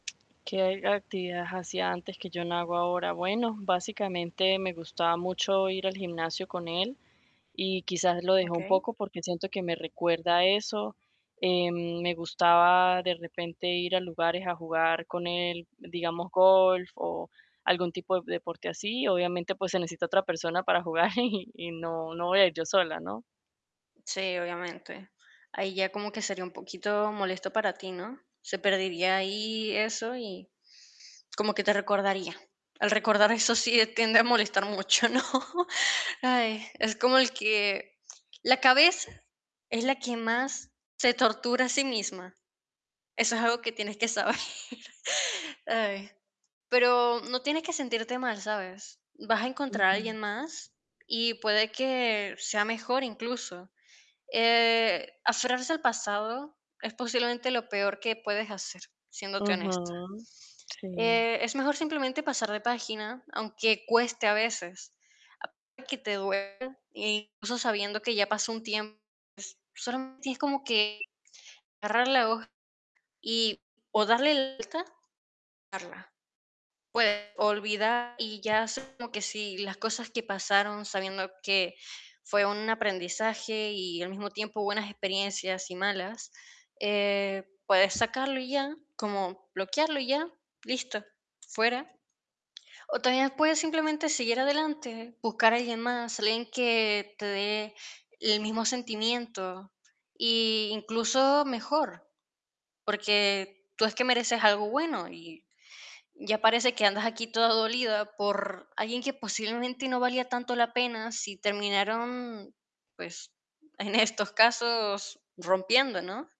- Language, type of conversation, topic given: Spanish, advice, ¿Cómo puedo aprender a estar bien conmigo mismo en soledad después de una ruptura?
- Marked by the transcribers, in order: static; tapping; laughing while speaking: "y"; laughing while speaking: "¿no?"; chuckle; chuckle; distorted speech; laughing while speaking: "en estos casos"